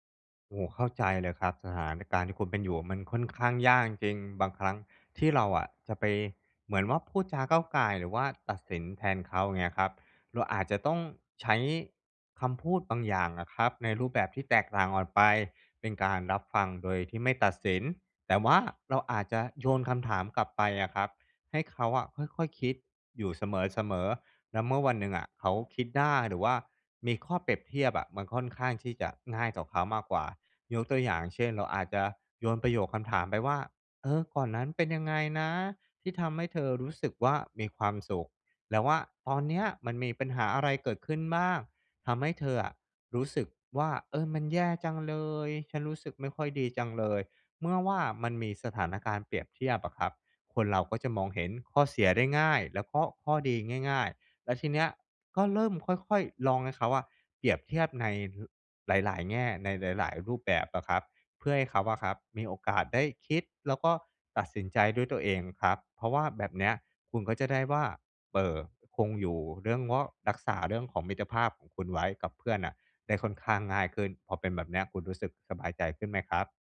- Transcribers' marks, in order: put-on voice: "เออ ก่อนนั้นเป็นยังไงนะ ที่ทำให้เธอรู้สึ … รู้สึกไม่ค่อยดีจังเลย"; "องว่า" said as "เวาะ"
- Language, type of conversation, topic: Thai, advice, ฉันจะทำอย่างไรเพื่อสร้างมิตรภาพที่ลึกซึ้งในวัยผู้ใหญ่?